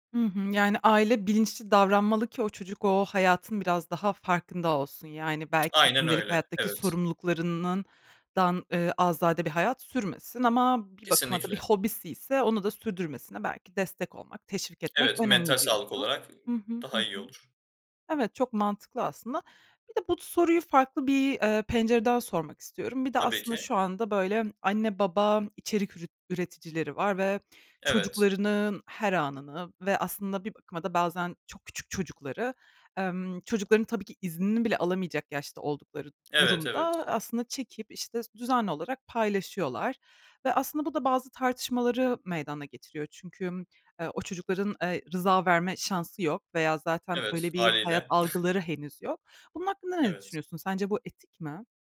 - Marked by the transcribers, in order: other background noise; lip smack; chuckle
- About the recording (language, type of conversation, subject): Turkish, podcast, İnternette hızlı ünlü olmanın artıları ve eksileri neler?